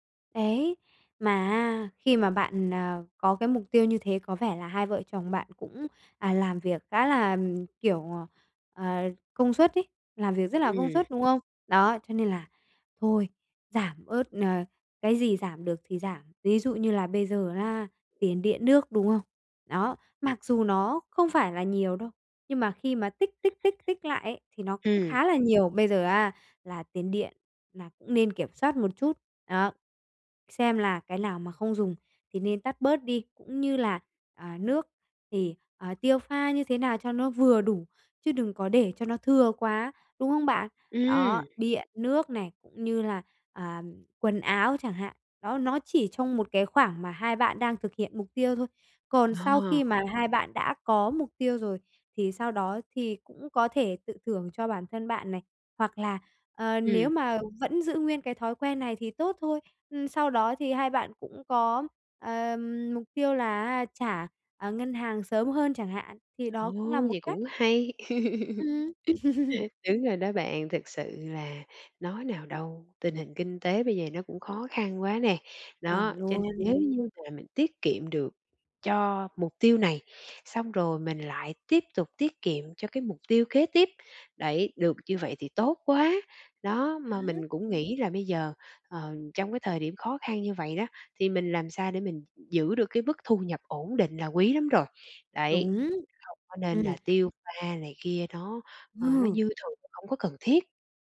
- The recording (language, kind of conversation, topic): Vietnamese, advice, Làm sao để chia nhỏ mục tiêu cho dễ thực hiện?
- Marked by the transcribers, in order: other background noise; tapping; laugh